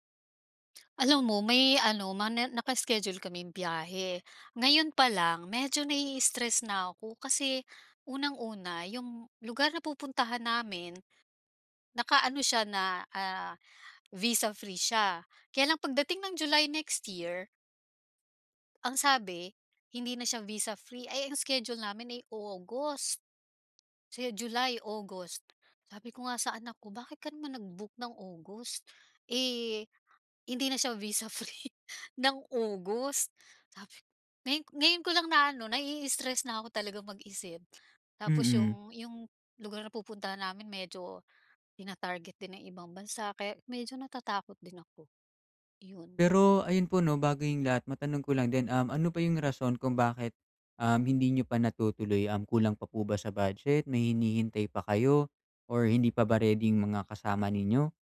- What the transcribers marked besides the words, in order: chuckle
- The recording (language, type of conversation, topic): Filipino, advice, Paano ko mababawasan ang stress kapag nagbibiyahe o nagbabakasyon ako?